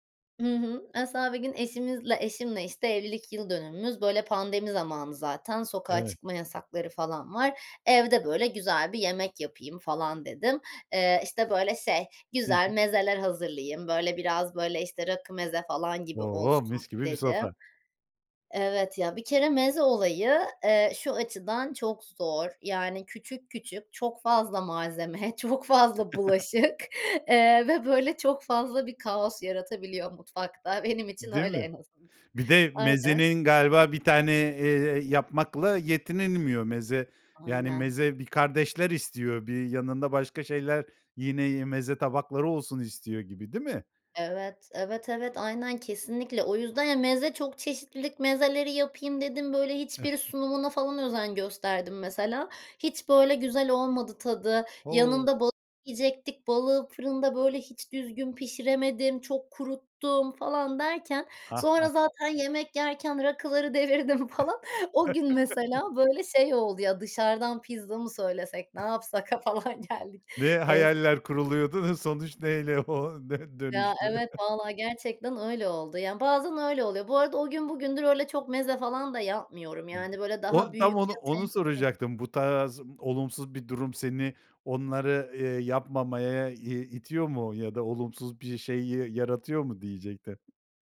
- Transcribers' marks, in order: other background noise; chuckle; tapping; laughing while speaking: "çok fazla bulaşık"; chuckle; laughing while speaking: "devirdim falan"; chuckle; scoff; laughing while speaking: "falan, geldik"; laughing while speaking: "o dö dönüştü?"
- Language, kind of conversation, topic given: Turkish, podcast, Yemek yapmayı bir hobi olarak görüyor musun ve en sevdiğin yemek hangisi?